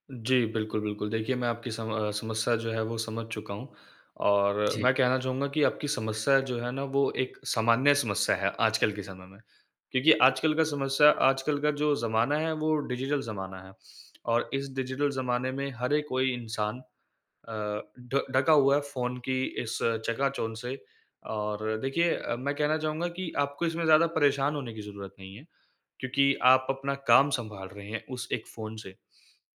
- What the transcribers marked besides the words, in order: in English: "डिजिटल"; in English: "डिजिटल"
- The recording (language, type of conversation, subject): Hindi, advice, नोटिफिकेशन और फोन की वजह से आपका ध्यान बार-बार कैसे भटकता है?